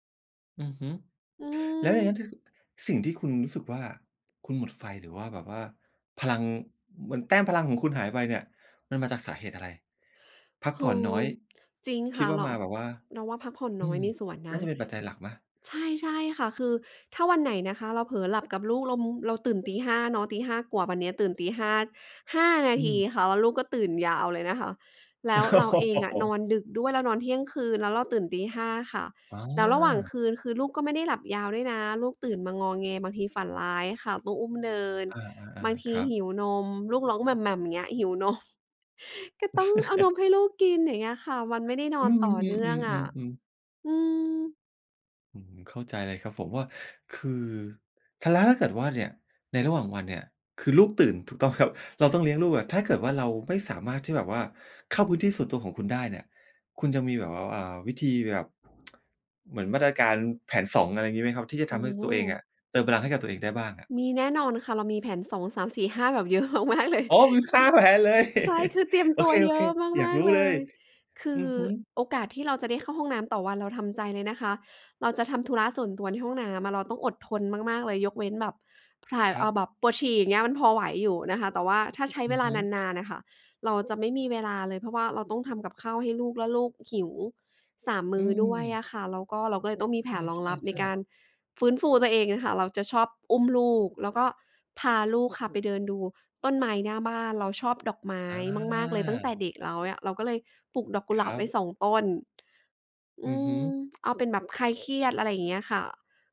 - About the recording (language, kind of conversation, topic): Thai, podcast, มีวิธีอะไรบ้างที่ช่วยฟื้นพลังและกลับมามีไฟอีกครั้งหลังจากหมดไฟ?
- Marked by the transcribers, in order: tapping; laugh; other background noise; other noise; laughing while speaking: "นม"; chuckle; tsk; laughing while speaking: "เยอะมาก ๆ เลย"; surprised: "โอ้โฮ ! มี ห้า แผนเลย"; chuckle